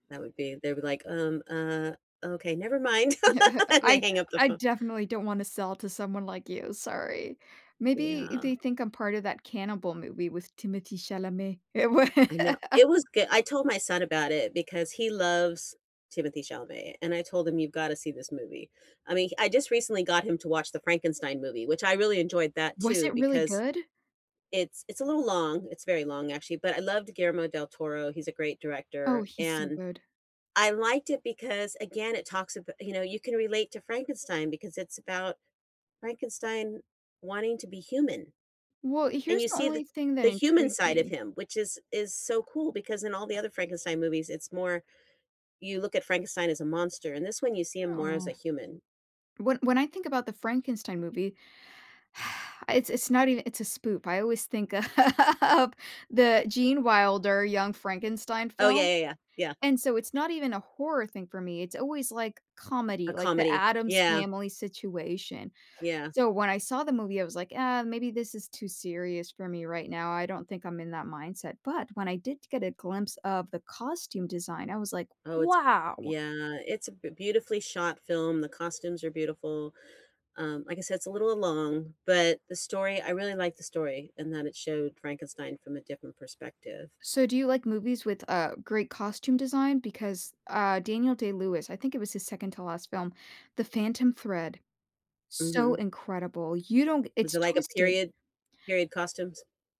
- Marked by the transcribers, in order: laugh; other background noise; tapping; put-on voice: "Timothée Chalamet"; laugh; sigh; laughing while speaking: "of"
- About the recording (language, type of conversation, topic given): English, unstructured, What movie marathon suits friends' night and how would each friend contribute?